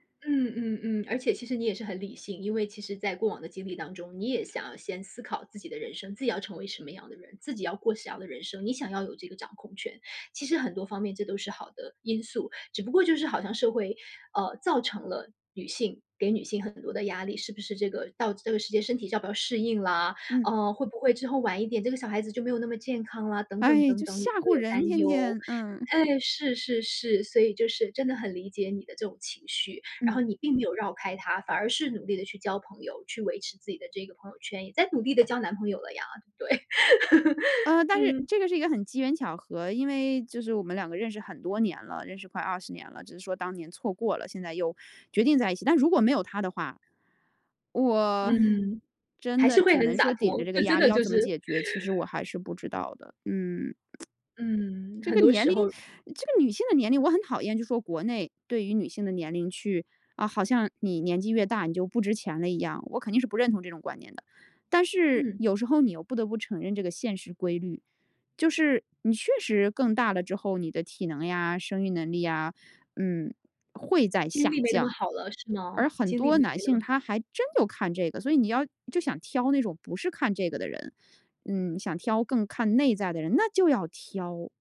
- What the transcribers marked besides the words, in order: laugh; tapping; inhale; tsk; teeth sucking
- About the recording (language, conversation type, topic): Chinese, podcast, 你家人在结婚年龄这件事上会给你多大压力？